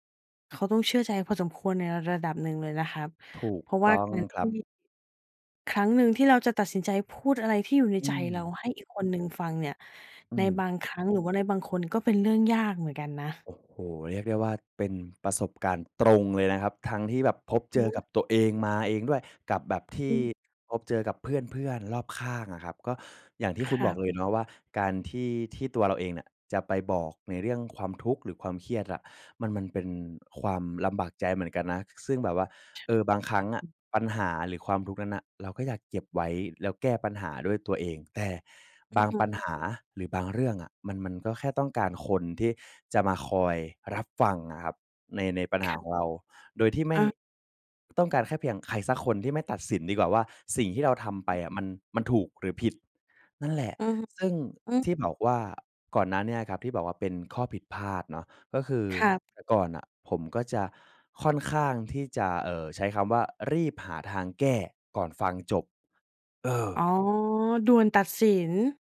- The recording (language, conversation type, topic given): Thai, podcast, เวลาเพื่อนมาระบาย คุณรับฟังเขายังไงบ้าง?
- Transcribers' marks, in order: swallow; other background noise